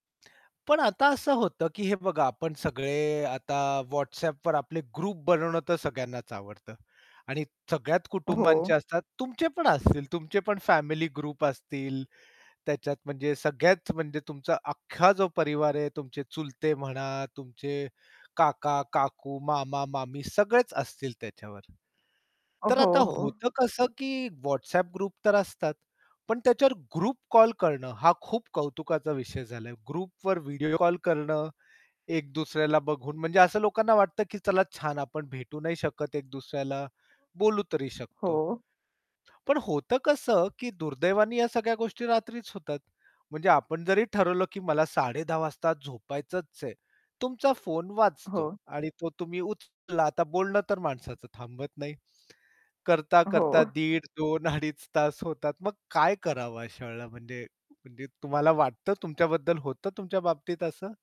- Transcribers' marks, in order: in English: "ग्रुप"; static; other background noise; in English: "ग्रुप"; in English: "ग्रुप"; in English: "ग्रुप"; in English: "ग्रुपवर"; distorted speech; laughing while speaking: "अडीच"
- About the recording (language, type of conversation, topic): Marathi, podcast, तुम्ही रात्री फोनचा वापर कसा नियंत्रित करता, आणि त्यामुळे तुमची झोप प्रभावित होते का?